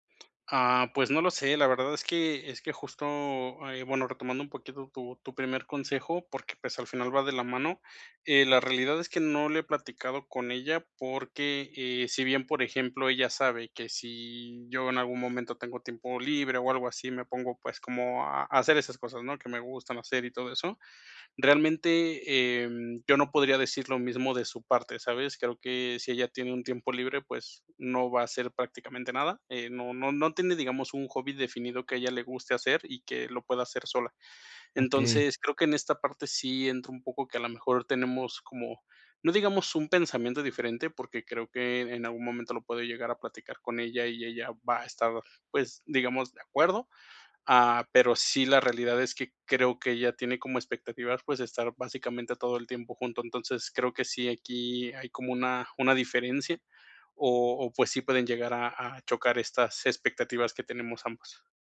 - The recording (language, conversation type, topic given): Spanish, advice, ¿Cómo puedo equilibrar mi independencia con la cercanía en una relación?
- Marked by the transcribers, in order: other background noise